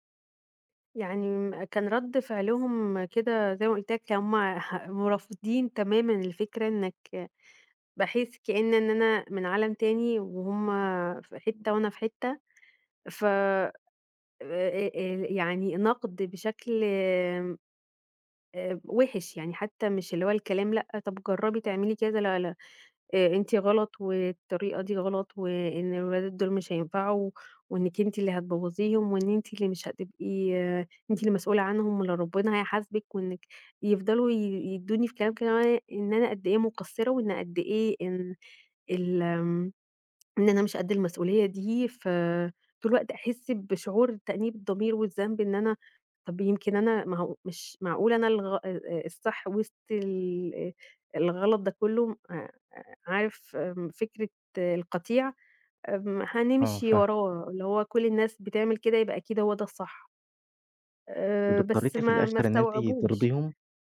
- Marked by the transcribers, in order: unintelligible speech
- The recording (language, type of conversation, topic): Arabic, advice, إزاي أتعامل مع إحساسي إني مجبور أرضي الناس وبتهرّب من المواجهة؟